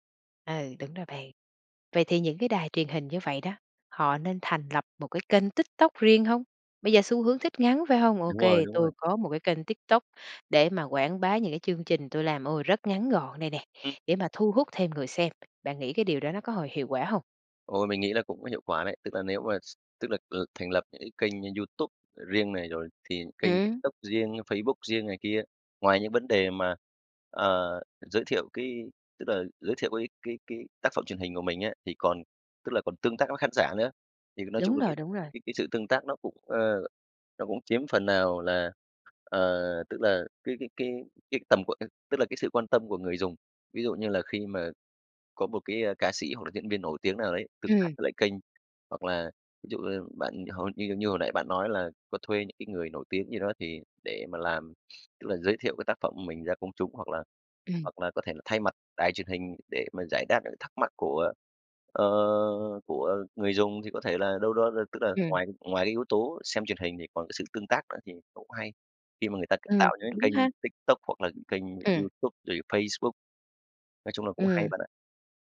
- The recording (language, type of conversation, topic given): Vietnamese, podcast, Bạn nghĩ mạng xã hội ảnh hưởng thế nào tới truyền hình?
- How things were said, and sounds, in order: tapping